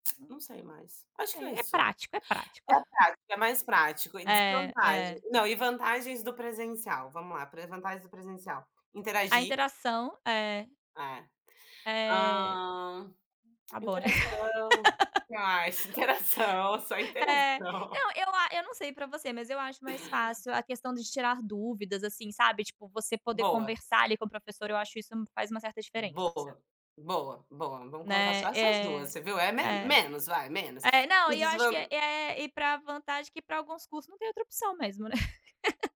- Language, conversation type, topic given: Portuguese, unstructured, Estudar de forma presencial ou online: qual é mais eficaz?
- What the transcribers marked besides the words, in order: tapping; chuckle; tongue click; laugh; laughing while speaking: "interação, só interação"; laugh